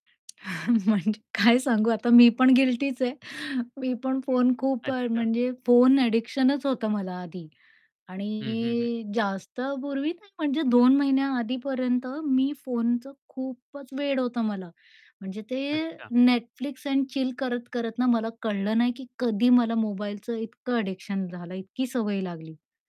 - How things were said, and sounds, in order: tapping; chuckle; laughing while speaking: "म्हणजे काय सांगू आता मी पण गिल्टीच आहे"; in English: "गिल्टीच"; in English: "ॲडिक्शनच"; distorted speech; in English: "Netflix अँड चिल"; in English: "ॲडिक्शन"
- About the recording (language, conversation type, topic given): Marathi, podcast, रात्री फोन वापरण्याची तुमची पद्धत काय आहे?